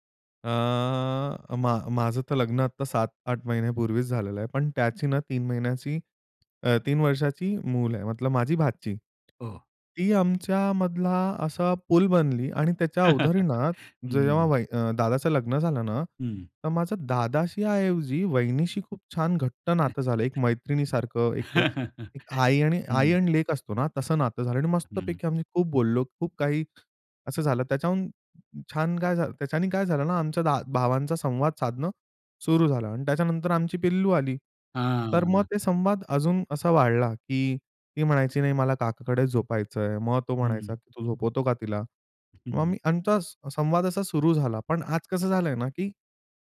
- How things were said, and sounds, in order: tapping; "उदाहरणात" said as "उधारीणात"; chuckle; chuckle; drawn out: "हां"
- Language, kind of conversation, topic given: Marathi, podcast, भावंडांशी दूरावा झाला असेल, तर पुन्हा नातं कसं जुळवता?